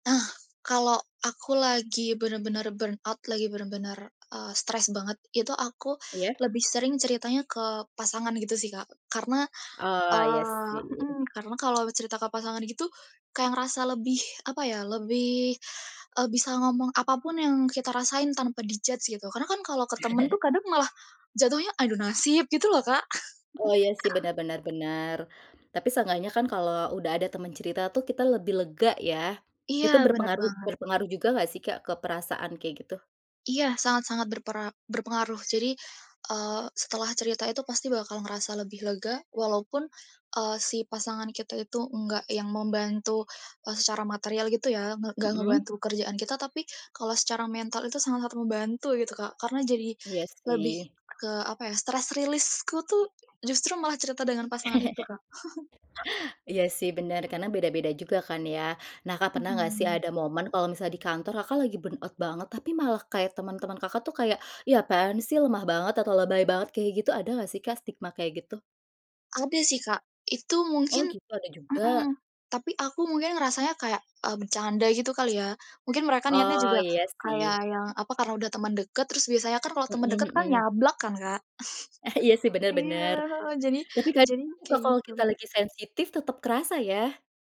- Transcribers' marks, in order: in English: "burnout"; tapping; in English: "di-judge"; chuckle; chuckle; other background noise; in English: "release"; chuckle; in English: "burnout"; chuckle
- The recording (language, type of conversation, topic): Indonesian, podcast, Pernahkah kamu mengalami kelelahan mental, dan bagaimana kamu mengatasinya?